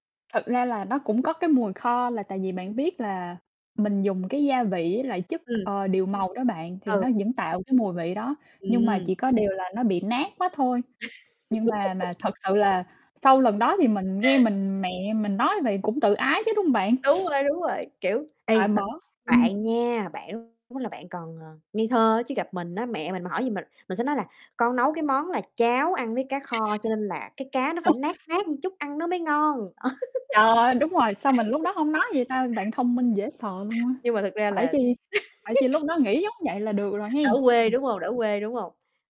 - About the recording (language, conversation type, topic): Vietnamese, unstructured, Lần đầu tiên bạn tự nấu một bữa ăn hoàn chỉnh là khi nào?
- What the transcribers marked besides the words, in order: other background noise; laugh; background speech; chuckle; distorted speech; tapping; unintelligible speech; unintelligible speech; "một" said as "ừn"; laugh; laugh; chuckle